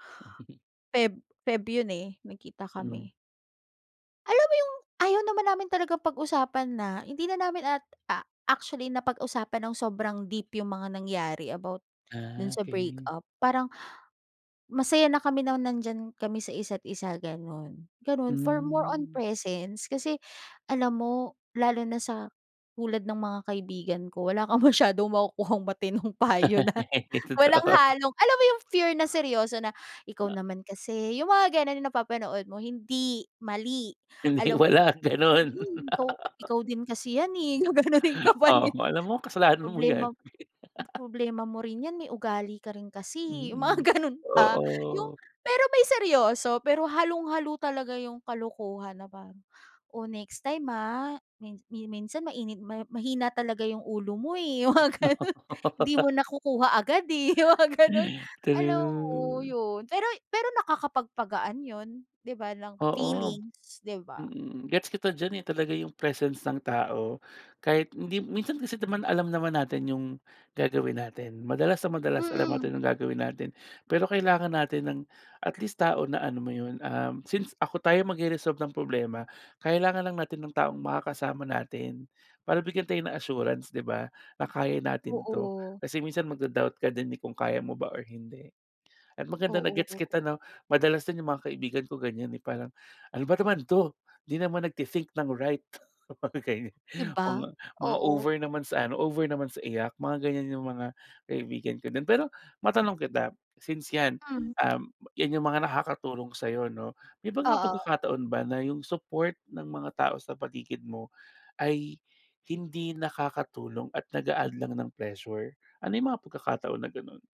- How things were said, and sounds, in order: chuckle; laughing while speaking: "masyadong makukuhang matinong payo na"; laugh; laughing while speaking: "Totoo"; laughing while speaking: "Hindi, wala gano'n"; laugh; laughing while speaking: "gaganunin ka pa ni"; laughing while speaking: "mo yan"; laugh; laughing while speaking: "yung mga gano'n pa"; laugh; laughing while speaking: "yung mga gano'n"; laughing while speaking: "yung mga gano'n"; chuckle; laughing while speaking: "okey"; other background noise
- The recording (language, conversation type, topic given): Filipino, podcast, Ano ang papel ng pamilya o barkada sa pagharap mo sa kabiguan?